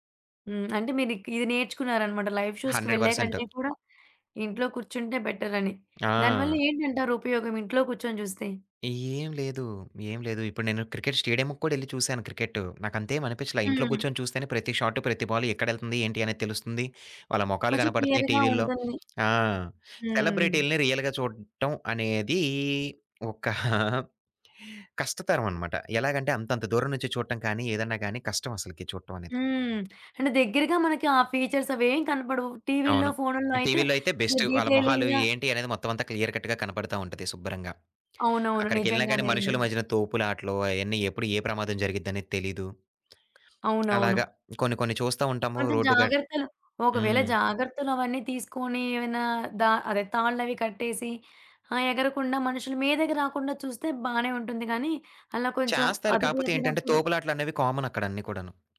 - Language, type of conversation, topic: Telugu, podcast, ప్రత్యక్ష కార్యక్రమానికి వెళ్లేందుకు మీరు చేసిన ప్రయాణం గురించి ఒక కథ చెప్పగలరా?
- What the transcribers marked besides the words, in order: other background noise; in English: "హండ్రెడ్ పర్సెంట్"; in English: "లైవ్ షోస్‌కి"; tapping; in English: "స్టేడియంకు"; in English: "షాట్"; in English: "బాల్"; in English: "క్లియర్‌గా"; in English: "సెలబ్రిటీలని రియల్‌గా"; giggle; in English: "ఫీచర్స్"; in English: "బెస్ట్"; in English: "డీటెయిలింగ్‌గా"; in English: "క్లియర్ కట్‌గా"